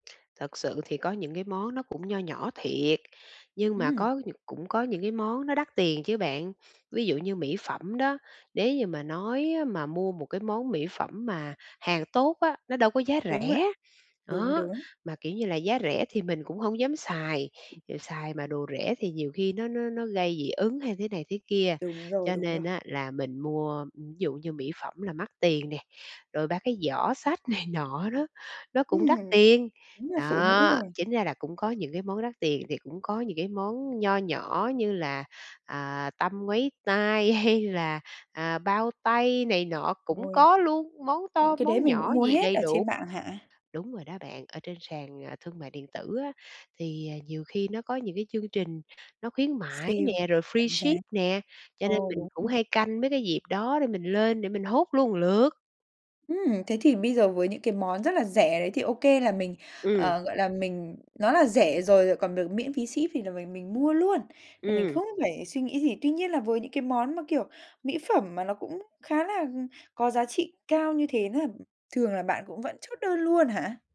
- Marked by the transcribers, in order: tapping; other background noise; laughing while speaking: "này"; laughing while speaking: "hay"
- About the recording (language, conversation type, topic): Vietnamese, advice, Làm sao để kiểm soát việc mua sắm bốc đồng hằng ngày?